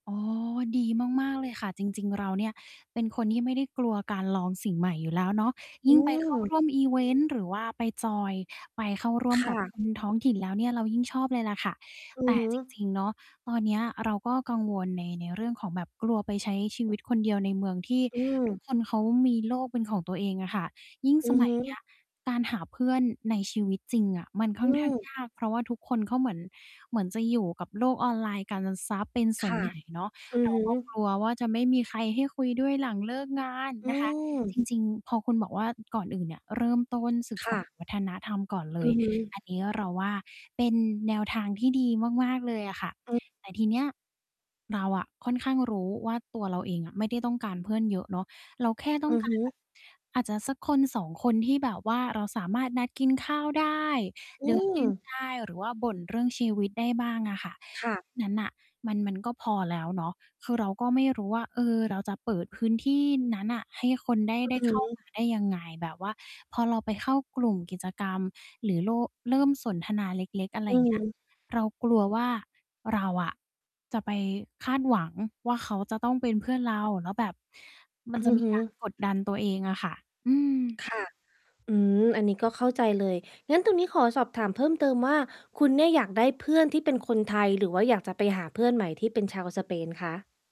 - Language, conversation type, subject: Thai, advice, ฉันจะหาเพื่อนใหม่ได้อย่างไรเมื่อย้ายไปอยู่ที่ใหม่?
- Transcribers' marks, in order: distorted speech; mechanical hum; tapping; other background noise